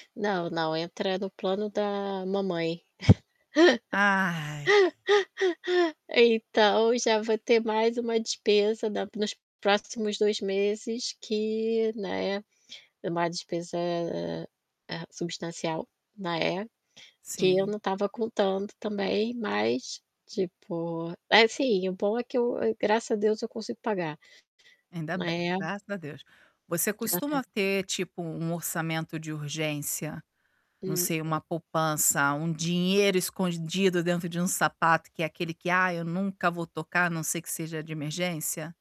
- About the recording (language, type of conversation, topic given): Portuguese, advice, Como você lidou com uma despesa inesperada que desequilibrou o seu orçamento?
- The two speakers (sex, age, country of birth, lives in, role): female, 40-44, Brazil, Italy, advisor; female, 40-44, Brazil, Portugal, user
- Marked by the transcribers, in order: static; laugh; drawn out: "Ai!"; other background noise